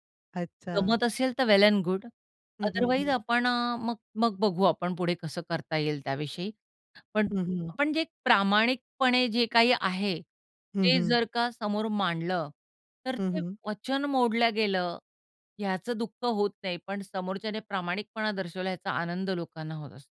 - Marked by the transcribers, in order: other background noise; in English: "वेल एंड गुड अदरवाइज"; horn
- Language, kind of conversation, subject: Marathi, podcast, वचन दिल्यावर ते पाळण्याबाबत तुमचा दृष्टिकोन काय आहे?